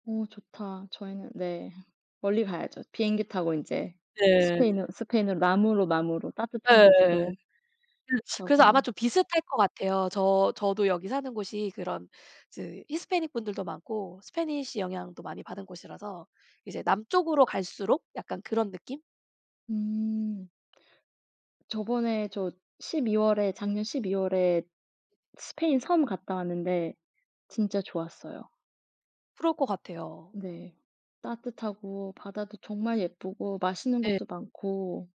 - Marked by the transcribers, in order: teeth sucking
- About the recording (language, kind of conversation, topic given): Korean, unstructured, 바다와 산 중 어느 곳에서 더 쉬고 싶으신가요?